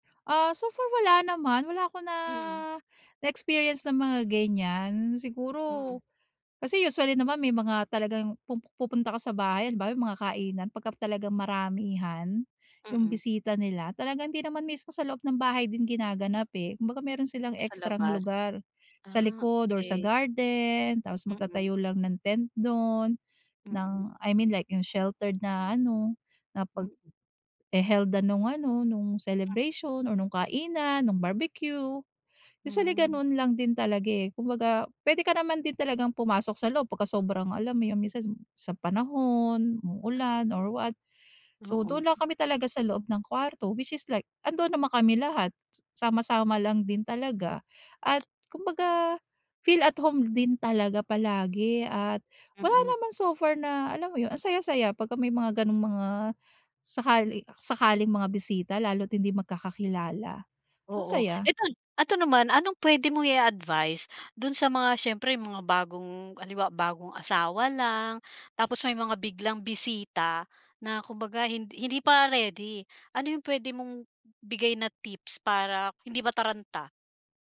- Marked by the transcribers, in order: tapping; other animal sound
- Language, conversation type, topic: Filipino, podcast, Ano ang ginagawa mo para hindi magkalat ang bahay kapag may bisita?